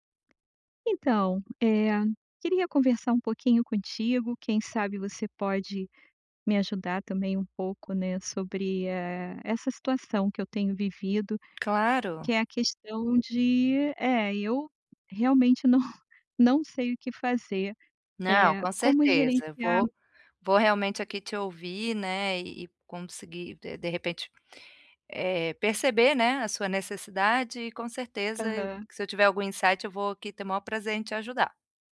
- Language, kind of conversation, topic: Portuguese, advice, Como posso reduzir as distrações e melhorar o ambiente para trabalhar ou estudar?
- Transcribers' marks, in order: tapping; chuckle; in English: "insight"